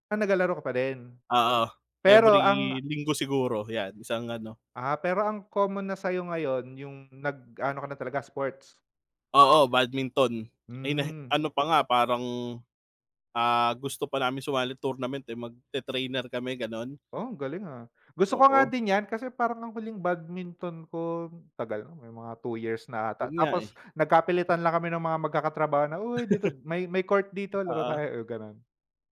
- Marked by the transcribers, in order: other background noise; chuckle
- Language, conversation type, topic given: Filipino, unstructured, Ano ang mas nakakaengganyo para sa iyo: paglalaro ng palakasan o mga larong bidyo?